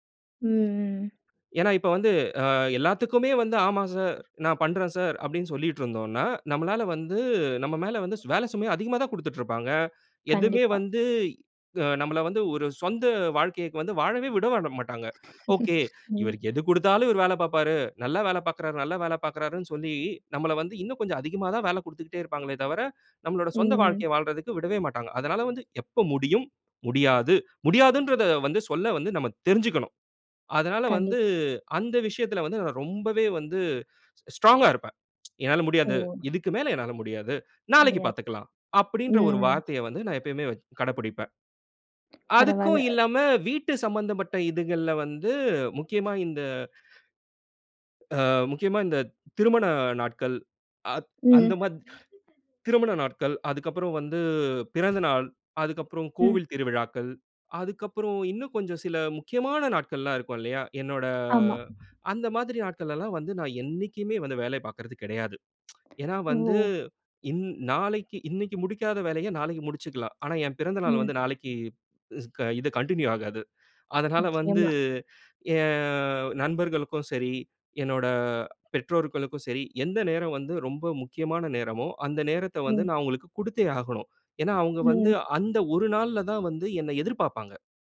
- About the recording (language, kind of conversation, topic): Tamil, podcast, வேலை-வீட்டு சமநிலையை நீங்கள் எப்படிக் காப்பாற்றுகிறீர்கள்?
- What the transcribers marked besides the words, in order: other background noise; "விட" said as "விடவட"; chuckle; in English: "ஓகே"; in English: "ஸ்ட்ராங்கா"; sneeze; drawn out: "என்னோட"; tsk